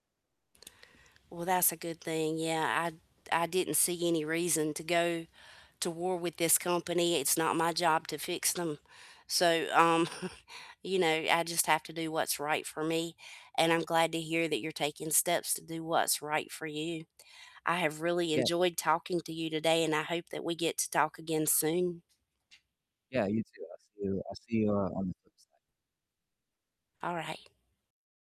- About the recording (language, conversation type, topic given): English, unstructured, What will you stop doing this year to make room for what matters most to you?
- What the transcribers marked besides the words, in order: chuckle; tapping; distorted speech